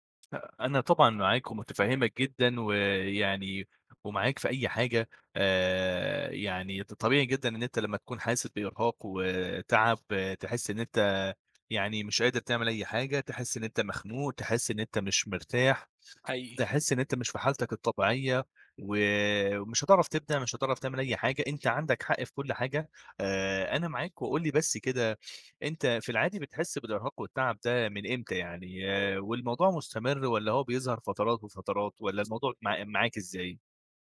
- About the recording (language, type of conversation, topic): Arabic, advice, إزاي الإرهاق والاحتراق بيخلّوا الإبداع شبه مستحيل؟
- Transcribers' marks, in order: tapping